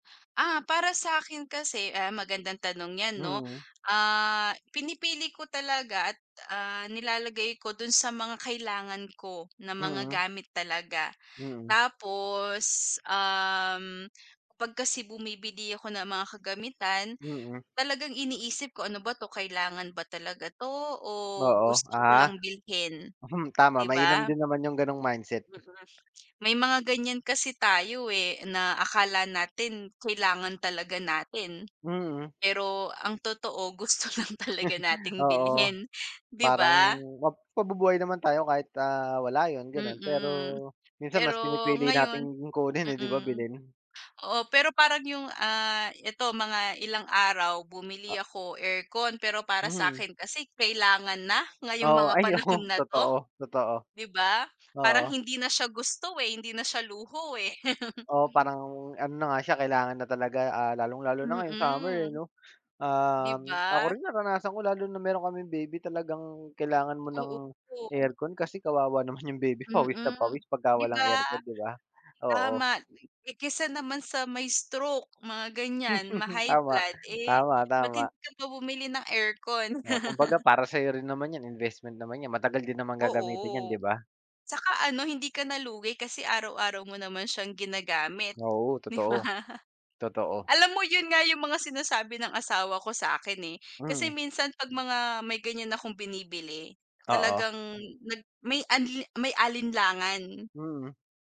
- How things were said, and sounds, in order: laughing while speaking: "gusto lang"; chuckle; laughing while speaking: "oo"; laugh; laughing while speaking: "naman"; laugh; laugh; laughing while speaking: "'di ba?"
- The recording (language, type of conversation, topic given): Filipino, unstructured, Paano ka nag-iipon para matupad ang mga pangarap mo sa buhay?